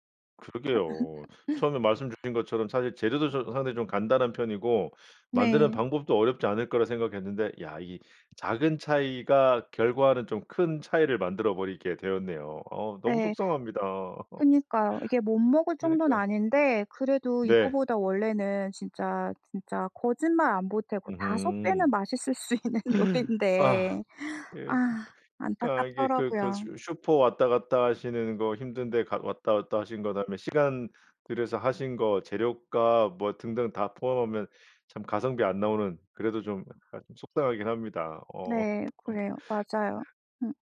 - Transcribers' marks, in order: other background noise; laugh; laugh; gasp; laughing while speaking: "수 있는"; inhale
- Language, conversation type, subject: Korean, podcast, 실패한 요리 경험을 하나 들려주실 수 있나요?